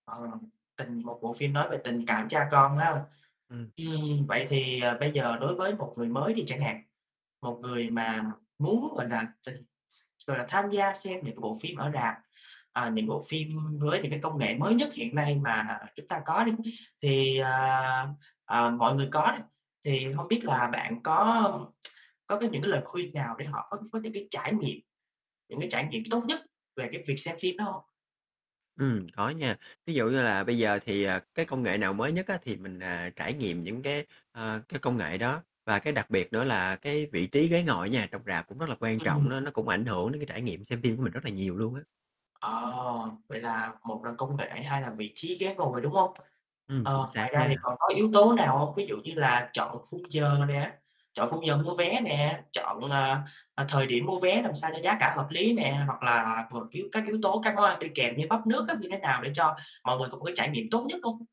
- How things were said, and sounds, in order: distorted speech; other background noise; tsk; tapping; static; unintelligible speech
- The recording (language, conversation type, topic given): Vietnamese, podcast, Bạn có thể kể về một trải nghiệm xem phim hoặc đi hòa nhạc đáng nhớ của bạn không?